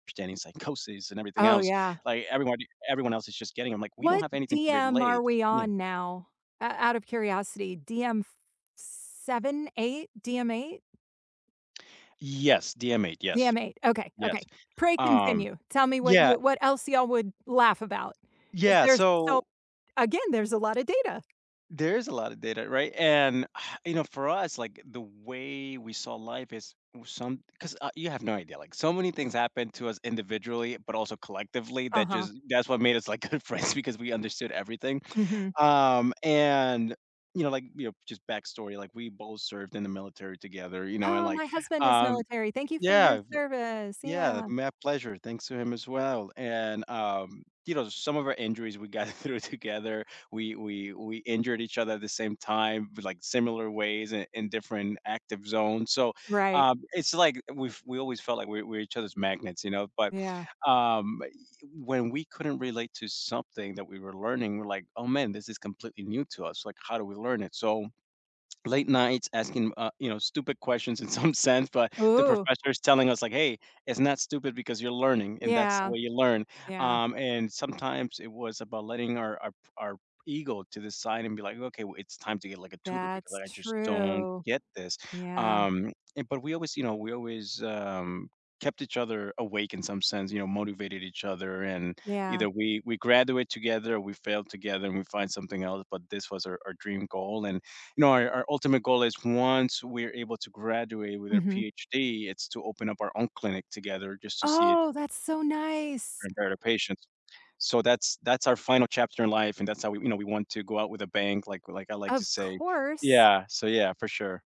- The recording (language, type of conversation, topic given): English, unstructured, What is your favorite way to learn something new, and who do you like learning with?
- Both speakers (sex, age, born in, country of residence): female, 40-44, United States, United States; male, 25-29, United States, United States
- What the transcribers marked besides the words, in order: tapping; other background noise; sigh; laughing while speaking: "good friends"; laughing while speaking: "through it"; laughing while speaking: "in some sense"